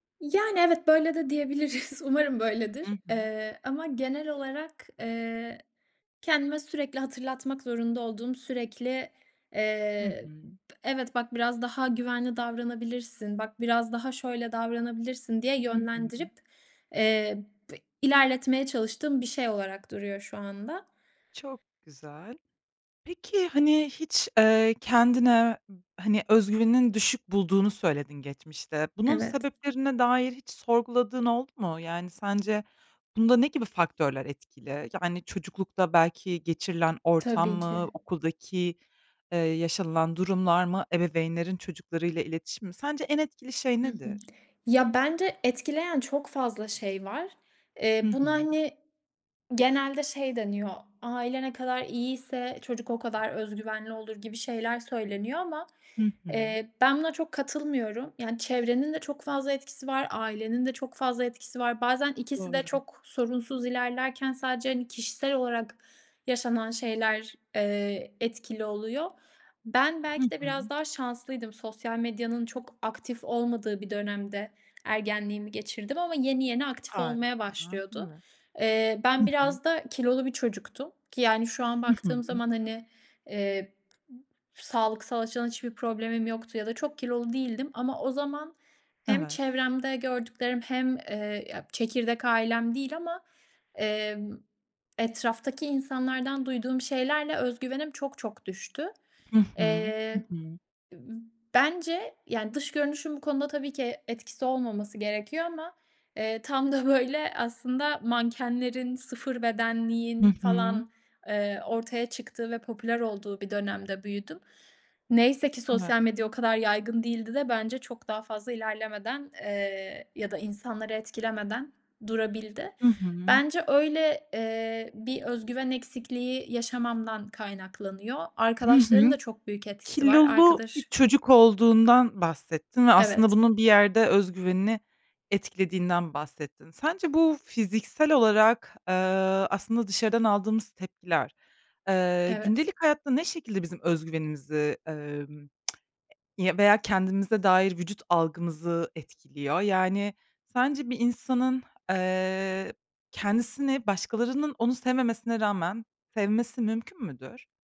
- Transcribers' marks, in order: laughing while speaking: "diyebiliriz"; other background noise; laughing while speaking: "böyle"; lip smack
- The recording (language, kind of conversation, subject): Turkish, podcast, Kendine güvenini nasıl inşa ettin?
- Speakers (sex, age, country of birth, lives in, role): female, 25-29, Turkey, Germany, host; female, 25-29, Turkey, Italy, guest